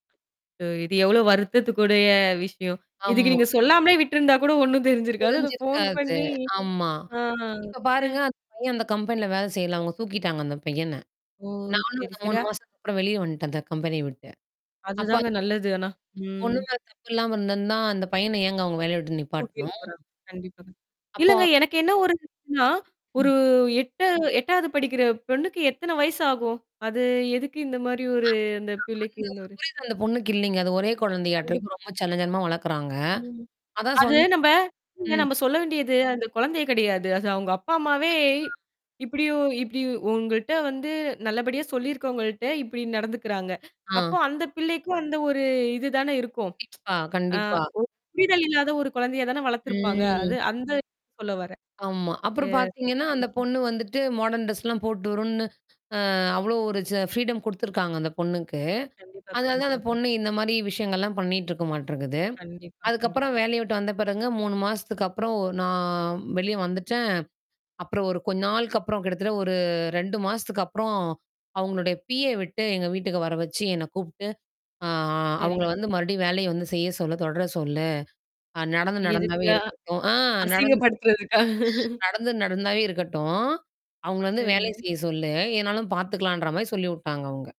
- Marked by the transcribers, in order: tapping; laughing while speaking: "ஒண்ணும் தெரிஞ்சிருக்காது"; other background noise; static; unintelligible speech; other noise; drawn out: "ஒரு"; drawn out: "ம்"; in English: "மாடர்ன் ட்ரெஸ்லாம்"; drawn out: "ஆ"; in English: "ஃப்ரீடம்"; mechanical hum; drawn out: "நான்"; drawn out: "ஆ"; laughing while speaking: "அசிங்கப்படுத்துறதுக்கா"; unintelligible speech
- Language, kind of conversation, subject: Tamil, podcast, உண்மையைச் சொன்ன பிறகு நீங்கள் எப்போதாவது வருந்தியுள்ளீர்களா?